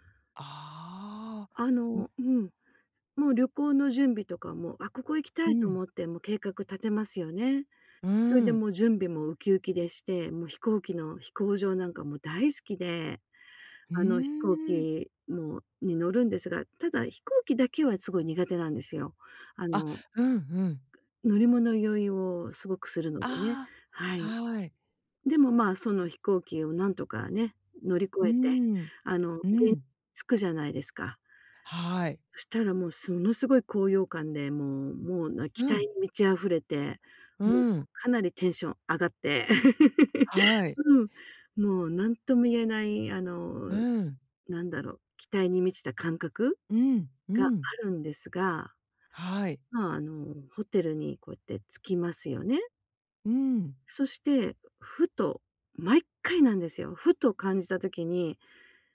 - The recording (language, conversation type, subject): Japanese, advice, 知らない場所で不安を感じたとき、どうすれば落ち着けますか？
- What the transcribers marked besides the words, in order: chuckle